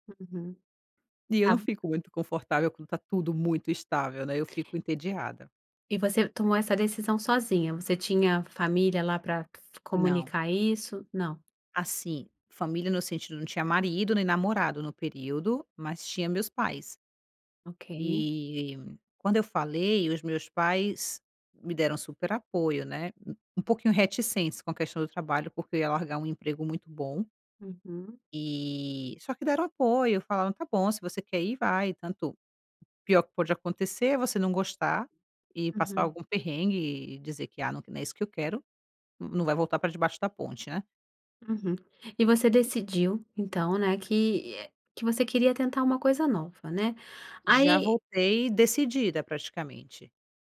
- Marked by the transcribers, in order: tapping; other background noise
- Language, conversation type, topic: Portuguese, podcast, Você já tomou alguma decisão improvisada que acabou sendo ótima?